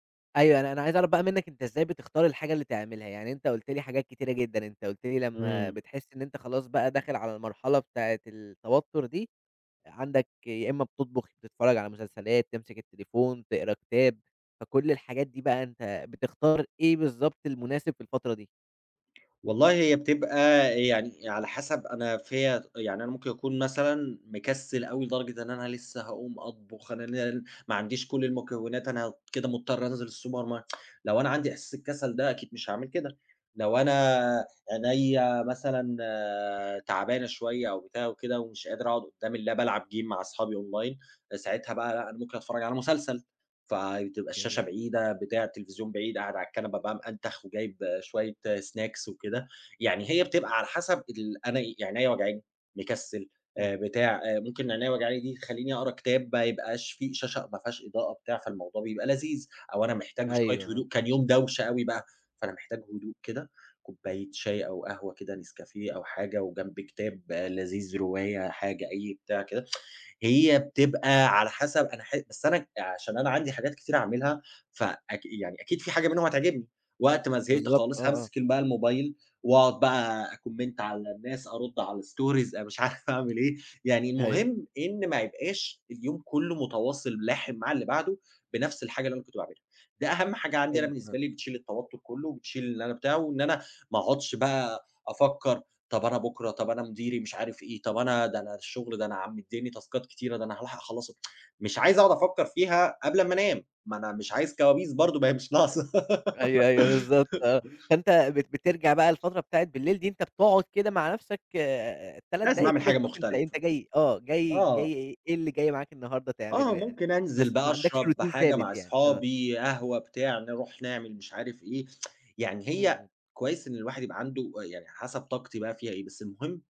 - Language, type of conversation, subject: Arabic, podcast, إزاي بتفرّغ توتر اليوم قبل ما تنام؟
- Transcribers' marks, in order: in English: "الsupermarket"; tsk; in English: "اللاب"; in English: "game"; in English: "online"; in English: "snacks"; tsk; in English: "أcomment"; in English: "stories"; laughing while speaking: "مش عارِف أعمَل إيه"; in English: "تاسكات"; tsk; laugh; in English: "routine"; tsk